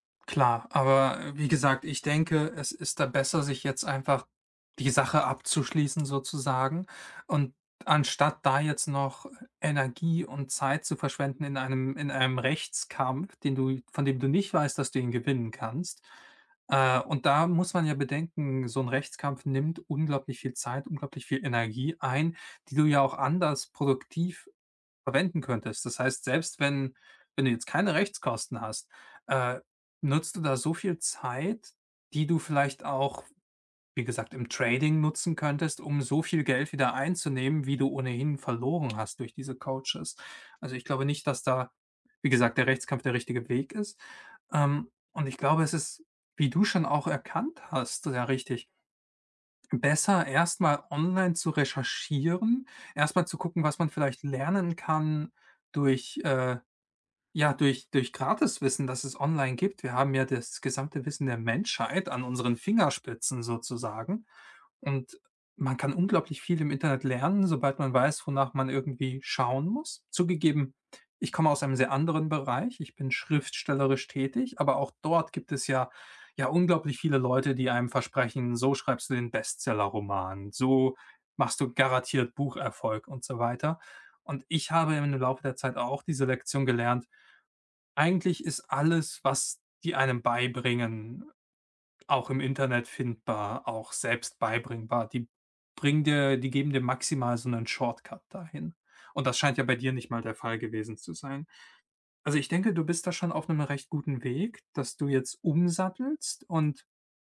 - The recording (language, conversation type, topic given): German, advice, Wie kann ich einen Mentor finden und ihn um Unterstützung bei Karrierefragen bitten?
- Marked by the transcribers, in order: tapping; other background noise